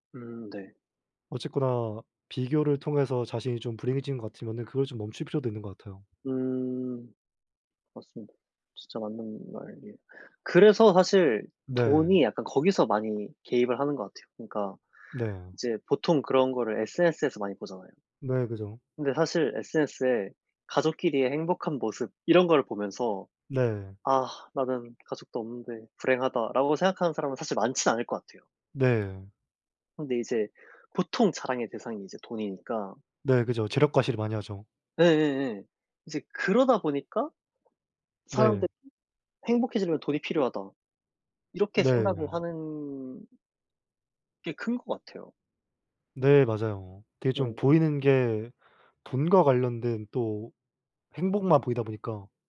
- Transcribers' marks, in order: other background noise
- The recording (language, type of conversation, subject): Korean, unstructured, 돈과 행복은 어떤 관계가 있다고 생각하나요?